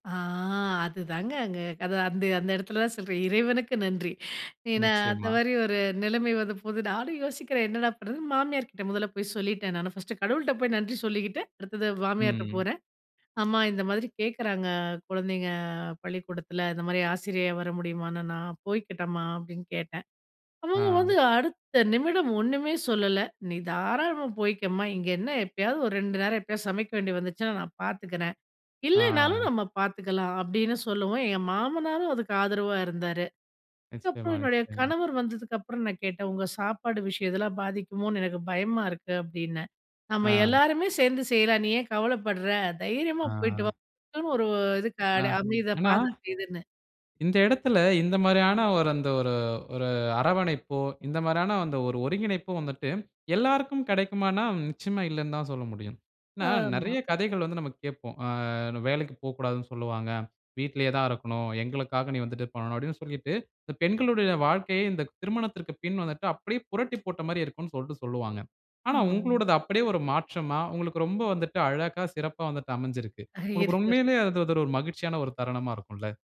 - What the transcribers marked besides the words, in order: other noise; other background noise; chuckle
- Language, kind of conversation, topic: Tamil, podcast, குடும்பம் உங்கள் நோக்கத்தை எப்படி பாதிக்கிறது?